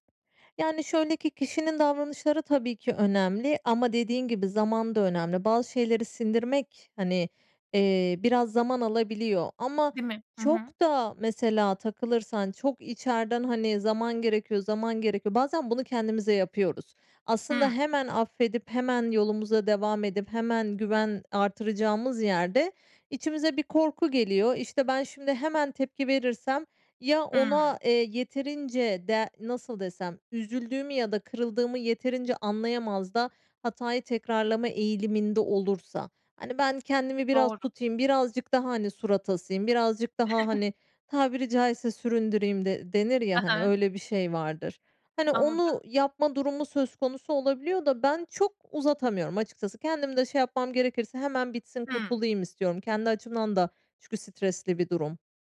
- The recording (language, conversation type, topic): Turkish, podcast, Güveni yeniden kazanmak mümkün mü, nasıl olur sence?
- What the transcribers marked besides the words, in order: other background noise; other noise; chuckle